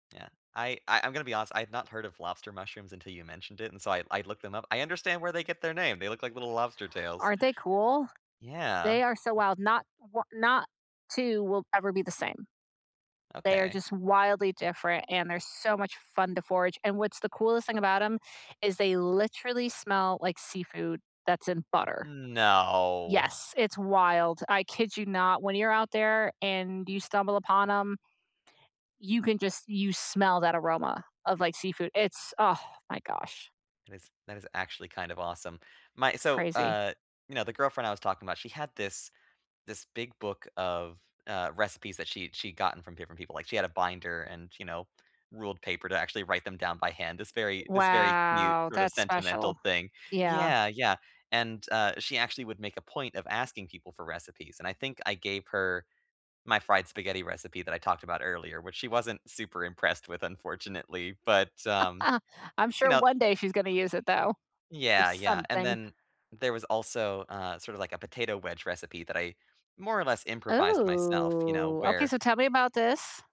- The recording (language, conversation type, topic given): English, unstructured, What is a recipe you learned from family or friends?
- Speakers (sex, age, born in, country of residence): female, 35-39, United States, United States; male, 30-34, United States, United States
- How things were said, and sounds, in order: tapping; other background noise; drawn out: "No"; drawn out: "Wow"; laugh; drawn out: "Ooh"